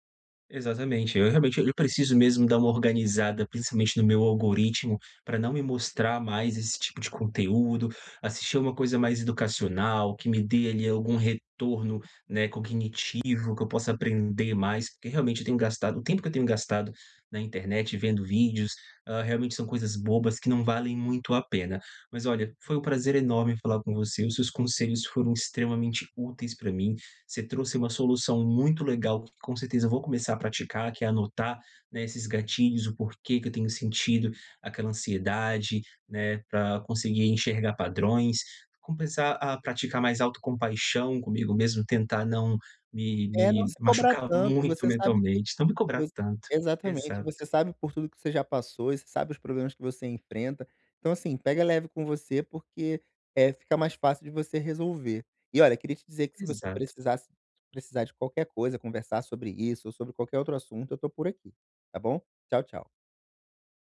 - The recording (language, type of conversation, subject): Portuguese, advice, Como posso responder com autocompaixão quando minha ansiedade aumenta e me assusta?
- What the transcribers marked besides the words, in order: none